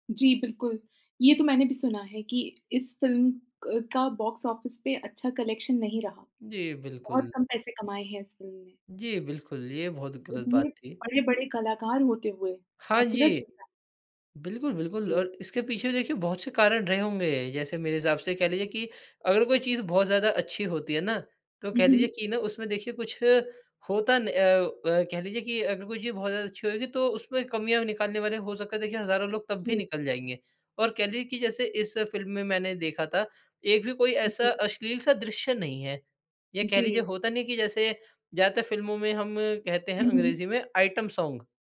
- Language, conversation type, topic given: Hindi, podcast, किस फिल्म के गानों ने आपको सबसे ज़्यादा छुआ है?
- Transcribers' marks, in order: in English: "कलेक्शन"; in English: "आइटम सॉन्ग"